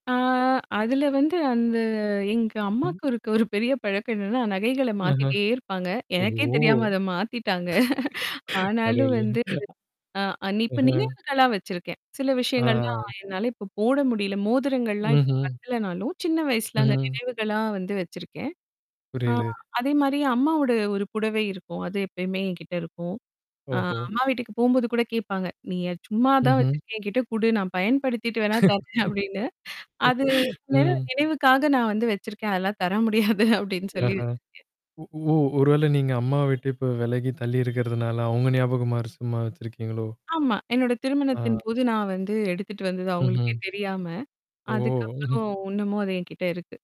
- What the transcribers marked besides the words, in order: static; drawn out: "அ"; laughing while speaking: "இருக்க ஒரு பெரிய பழக்கம்"; drawn out: "ஓஹோ"; laugh; laughing while speaking: "கடையில"; other noise; "இப்ப" said as "நிப்ப"; tapping; distorted speech; laugh; laughing while speaking: "தர முடியாது"; horn; "இன்னமும்" said as "உன்னமும்"
- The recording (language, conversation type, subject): Tamil, podcast, உணர்ச்சி பிணைப்பினால் சில பொருட்களை விட்டுவிட முடியாமல் நீங்கள் தவித்த அனுபவம் உங்களுக்குண்டா?